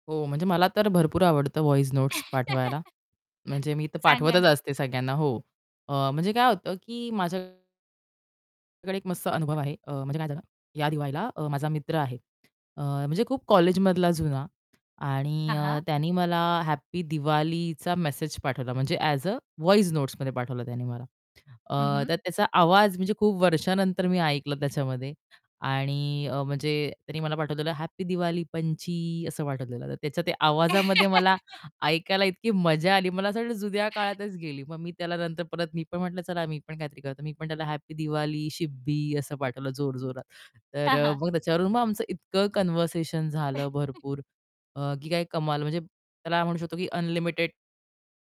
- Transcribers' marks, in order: static; in English: "व्हॉईस नोटस"; chuckle; distorted speech; other background noise; in English: "एज अ, व्हॉईस नोट्समध्ये"; tapping; chuckle; in English: "कन्व्हर्सेशन"; chuckle
- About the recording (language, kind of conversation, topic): Marathi, podcast, तुम्हाला मजकुराऐवजी ध्वनिसंदेश पाठवायला का आवडते?